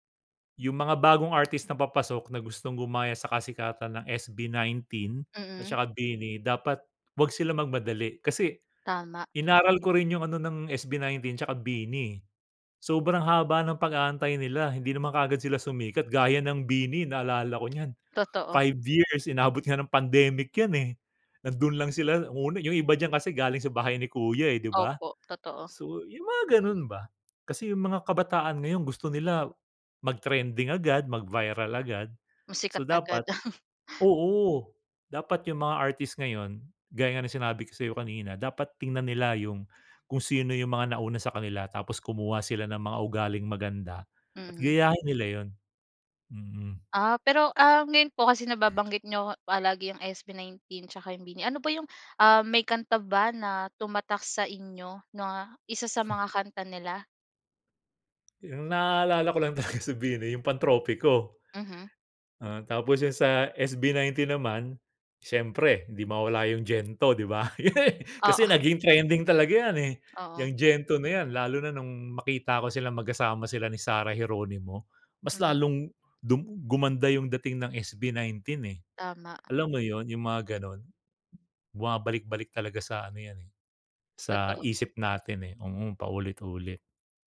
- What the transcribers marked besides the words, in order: other background noise; tapping; laugh; laughing while speaking: "talaga sa"; laugh; laughing while speaking: "Oo"
- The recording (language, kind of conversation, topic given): Filipino, podcast, Ano ang tingin mo sa kasalukuyang kalagayan ng OPM, at paano pa natin ito mapapasigla?